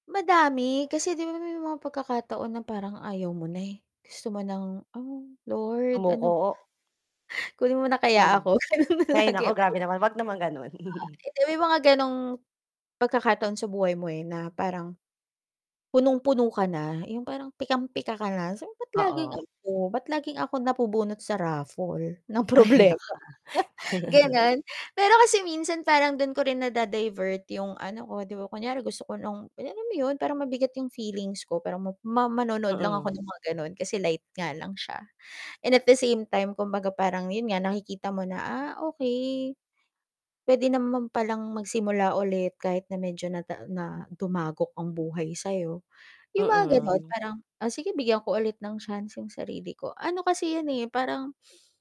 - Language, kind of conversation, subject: Filipino, podcast, Ano ang paborito mong pampagaan ng loob na palabas, at bakit?
- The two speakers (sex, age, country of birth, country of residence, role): female, 35-39, Philippines, Philippines, guest; female, 35-39, Philippines, Philippines, host
- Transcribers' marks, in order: chuckle; laughing while speaking: "ganun lagi"; static; chuckle; laughing while speaking: "problema"; chuckle; laughing while speaking: "Ay nako"; chuckle; sniff